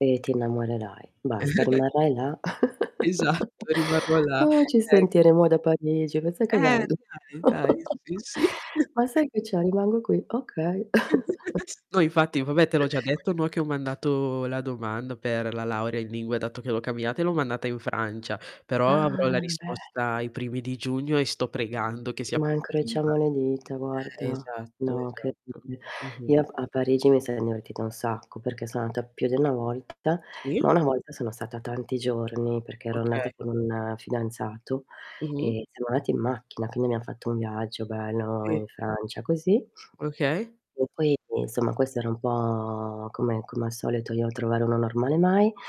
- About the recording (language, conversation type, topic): Italian, unstructured, Come immagini il tuo lavoro ideale in futuro?
- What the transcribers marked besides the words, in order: static; tapping; chuckle; laughing while speaking: "Esatto"; chuckle; distorted speech; chuckle; chuckle; other background noise; "andata" said as "ata"; drawn out: "po'"